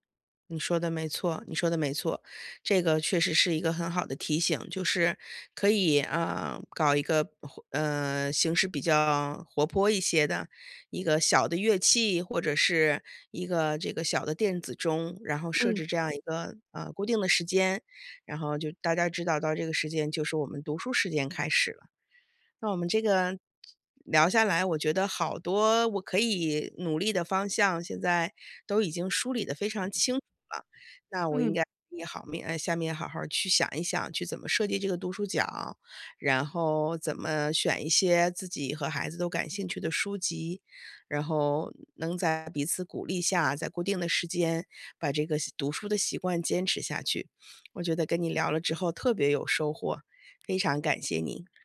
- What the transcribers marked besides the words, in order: other background noise; unintelligible speech; sniff
- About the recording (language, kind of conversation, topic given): Chinese, advice, 我努力培养好习惯，但总是坚持不久，该怎么办？